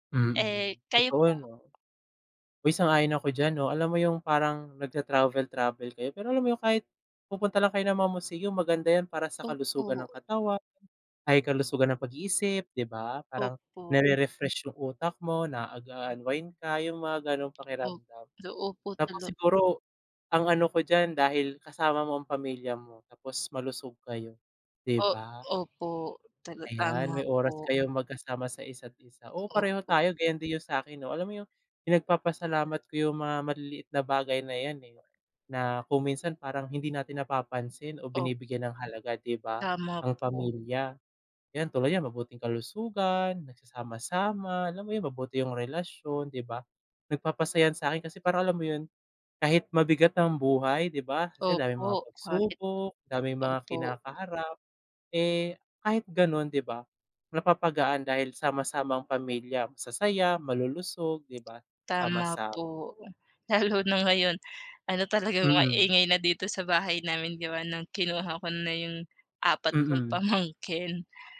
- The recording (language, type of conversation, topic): Filipino, unstructured, Ano ang isang bagay na nagpapasaya sa puso mo?
- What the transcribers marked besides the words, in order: tapping; laughing while speaking: "lalo na ngayon"; laughing while speaking: "pamangkin"